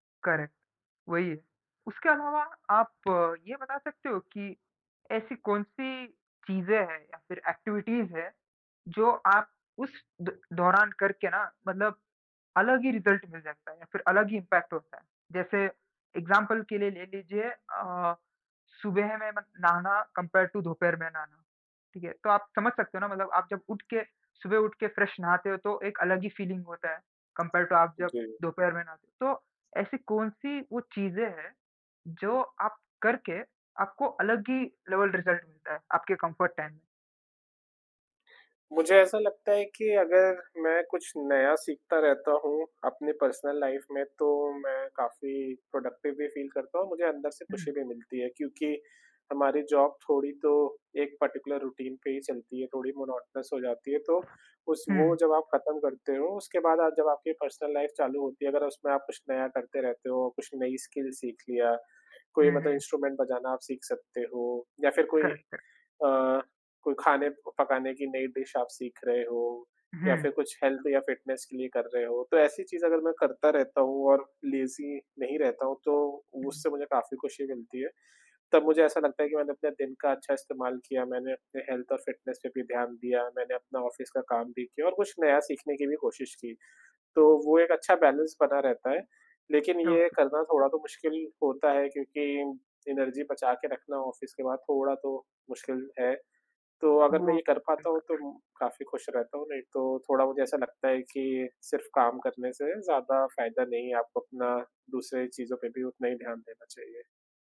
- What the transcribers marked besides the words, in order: in English: "करेक्ट"; tapping; in English: "एक्टिविटीज़"; in English: "रिज़ल्ट"; in English: "इम्पैक्ट"; in English: "एग्ज़ाम्पल"; in English: "कंपेयर्ड टू"; in English: "फ्रेश"; in English: "फीलिंग"; other background noise; in English: "कंपेयर टू"; in English: "लेवल रिजल्ट"; in English: "कम्फर्ट टाइम?"; in English: "पर्सनल लाइफ़"; in English: "प्रोडक्टिव"; in English: "फील"; in English: "जॉब"; in English: "पर्टिक्युलर रूटीन"; in English: "मोनोटनस"; in English: "पर्सनल लाइफ़"; in English: "स्किल"; in English: "इंस्ट्रूमेंट"; in English: "करेक्ट, करेक्ट"; in English: "डिश"; in English: "हेल्थ"; in English: "फिटनेस"; in English: "लेज़ी"; in English: "हेल्थ"; in English: "फिटनेस"; in English: "ऑफिस"; in English: "बैलेंस"; in English: "ओके"; in English: "एनर्जी"; in English: "ऑफिस"
- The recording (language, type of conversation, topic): Hindi, unstructured, आप अपनी शाम को अधिक आरामदायक कैसे बनाते हैं?
- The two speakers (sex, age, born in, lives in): male, 20-24, India, India; male, 25-29, India, India